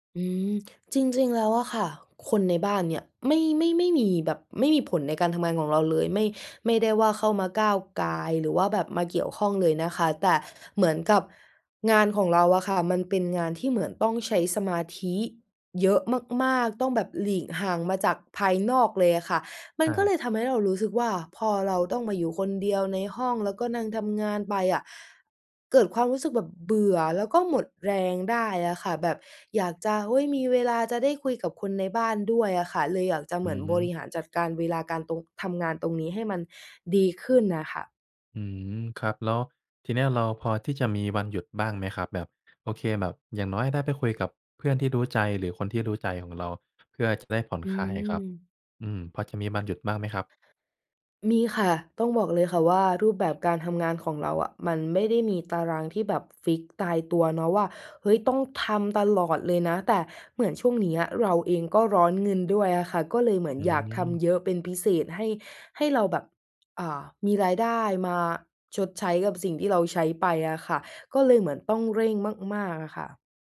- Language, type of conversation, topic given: Thai, advice, คุณรู้สึกหมดไฟและเหนื่อยล้าจากการทำงานต่อเนื่องมานาน ควรทำอย่างไรดี?
- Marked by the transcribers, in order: other background noise